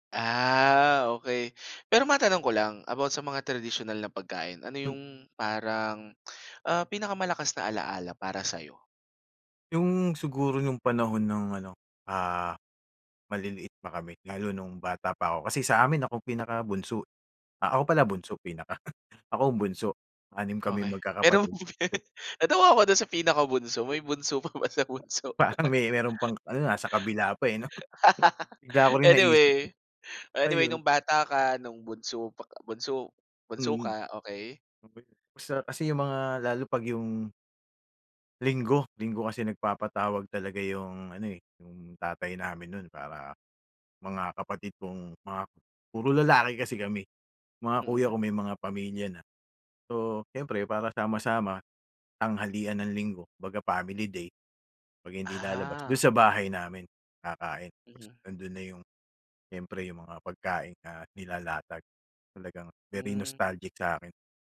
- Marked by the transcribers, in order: lip smack; chuckle; laugh; unintelligible speech; tapping; other background noise; laughing while speaking: "Parang"; laughing while speaking: "pa ba, sa bunso?"; laugh; chuckle
- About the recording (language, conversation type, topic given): Filipino, podcast, Anong tradisyonal na pagkain ang may pinakamatingkad na alaala para sa iyo?